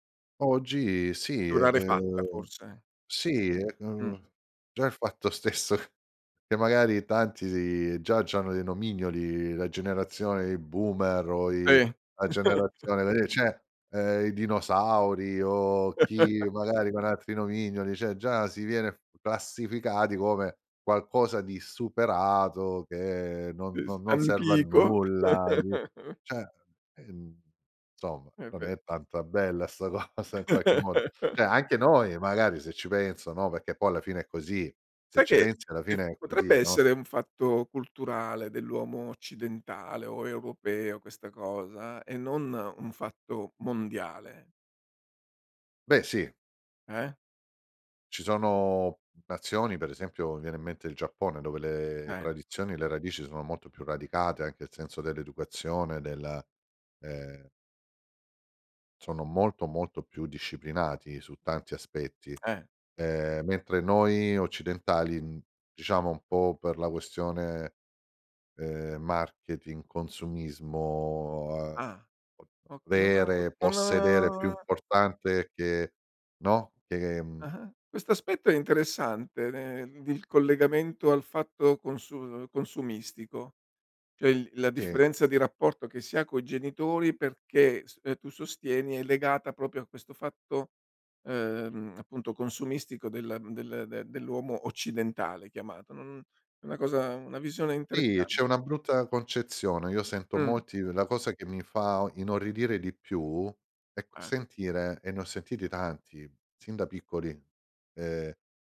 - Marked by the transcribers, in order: laughing while speaking: "il fatto stesso"; "cioè" said as "ceh"; chuckle; laugh; "cioè" said as "ceh"; "cioè" said as "ceh"; "insomma" said as "nsomma"; chuckle; laughing while speaking: "cosa"; "Cioè" said as "ceh"; chuckle; other background noise; tapping; drawn out: "non"; "Cioè" said as "ceh"; "proprio" said as "propio"
- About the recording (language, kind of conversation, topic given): Italian, podcast, Com'è cambiato il rapporto tra genitori e figli rispetto al passato?